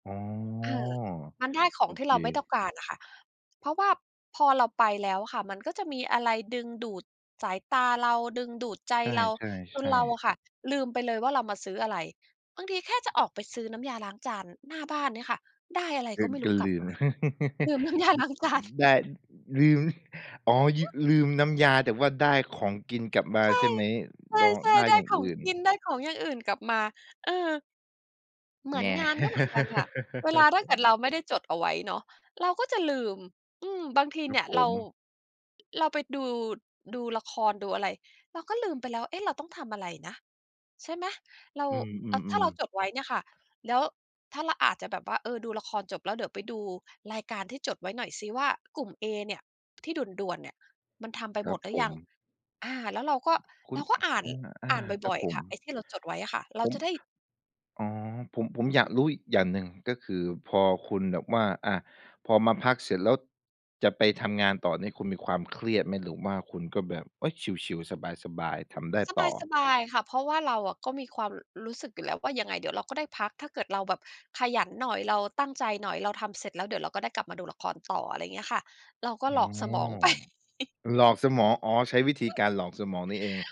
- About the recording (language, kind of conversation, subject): Thai, podcast, มีวิธีทำให้ตัวเองมีวินัยโดยไม่เครียดไหม?
- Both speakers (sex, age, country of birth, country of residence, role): female, 45-49, United States, United States, guest; male, 25-29, Thailand, Thailand, host
- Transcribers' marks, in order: drawn out: "อ๋อ"; chuckle; laughing while speaking: "ลืมน้ำยาล้างจาน"; chuckle; giggle; chuckle; other noise; other background noise; laughing while speaking: "ไป"; chuckle